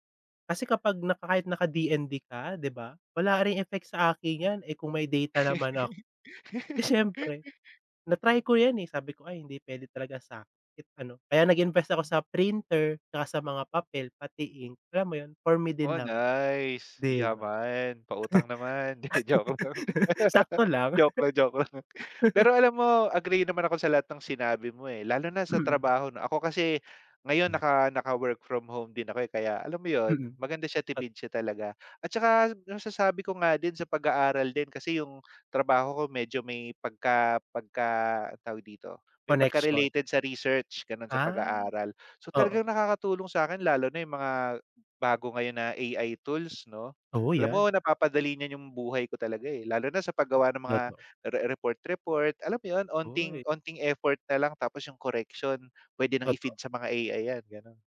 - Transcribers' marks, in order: laugh; laugh; laugh; other background noise
- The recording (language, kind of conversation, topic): Filipino, unstructured, Paano mo ginagamit ang teknolohiya sa pang-araw-araw na buhay?
- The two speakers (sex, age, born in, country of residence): male, 20-24, Philippines, Philippines; male, 30-34, Philippines, Philippines